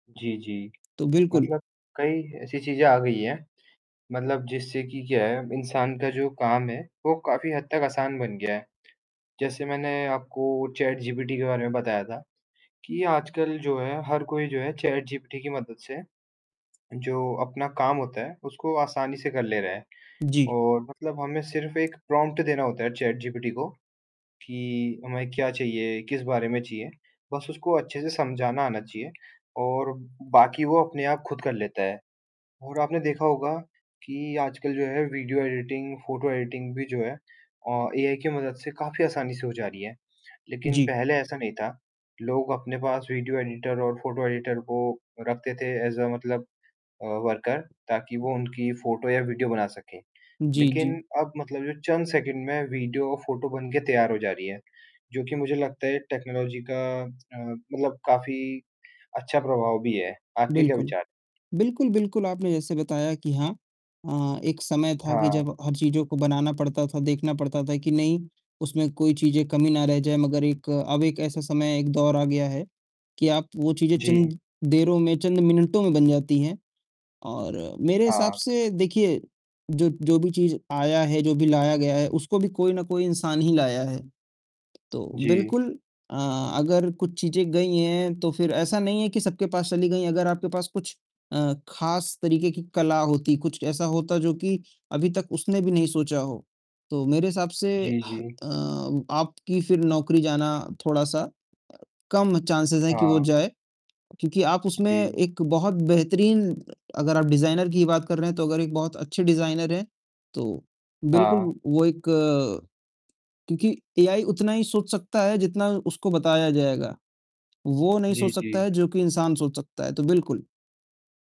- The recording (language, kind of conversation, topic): Hindi, unstructured, क्या उन्नत प्रौद्योगिकी से बेरोजगारी बढ़ रही है?
- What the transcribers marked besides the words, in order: distorted speech; tapping; in English: "प्रॉम्प्ट"; in English: "वीडियो एडिटिंग फ़ोटो एडिटिंग"; in English: "वीडियो एडिटर"; in English: "फ़ोटो एडिटर"; in English: "ऐज़ अ"; in English: "वर्कर"; in English: "टेक्नोलॉजी"; static; other noise; in English: "चांसेज़"; in English: "डिज़ाइनर"; in English: "डिज़ाइनर"